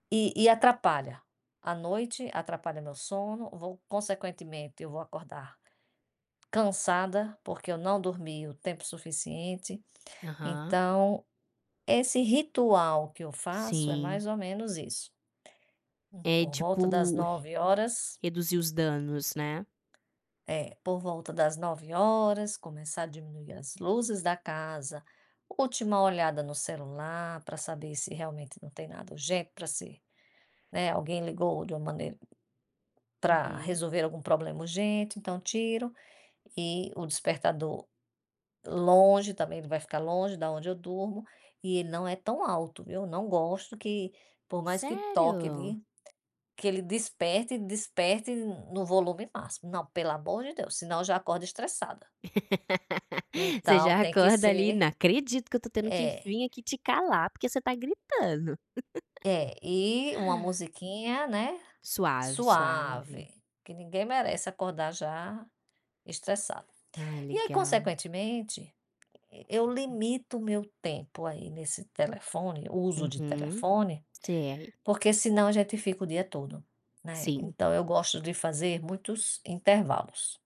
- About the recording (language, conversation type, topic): Portuguese, podcast, Como você usa o celular no seu dia a dia?
- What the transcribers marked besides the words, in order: tapping; other background noise; laugh; laugh